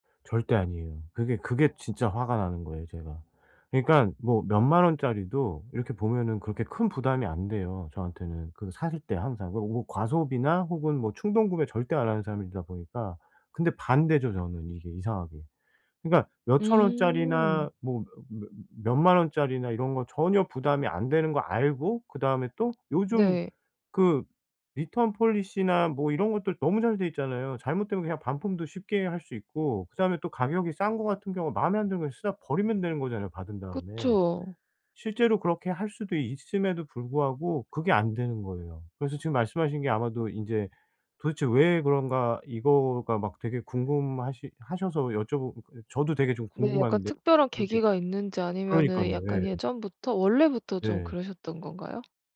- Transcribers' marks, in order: in English: "return policy나"; other background noise
- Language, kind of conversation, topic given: Korean, advice, 쇼핑할 때 무엇을 살지 결정하기가 어려울 때 어떻게 선택하면 좋을까요?